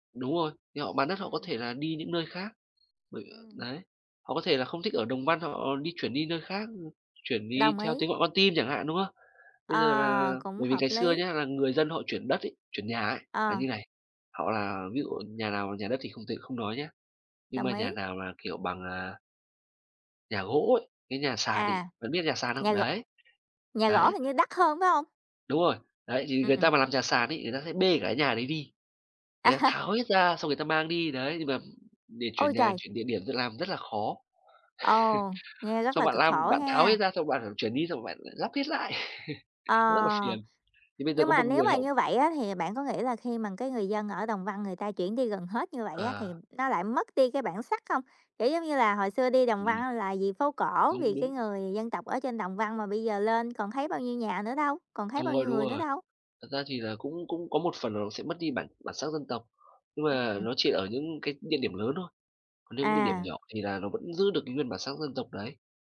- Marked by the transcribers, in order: other background noise; tapping; laughing while speaking: "À!"; laugh; laugh
- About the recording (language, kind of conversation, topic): Vietnamese, unstructured, Bạn nghĩ gì về việc du lịch khiến người dân địa phương bị đẩy ra khỏi nhà?